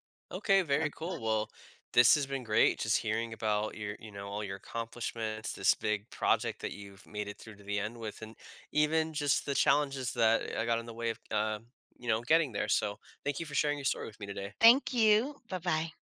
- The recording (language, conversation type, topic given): English, advice, How can I recover and maintain momentum after finishing a big project?
- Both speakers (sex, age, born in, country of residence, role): female, 45-49, United States, United States, user; male, 35-39, United States, United States, advisor
- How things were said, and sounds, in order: none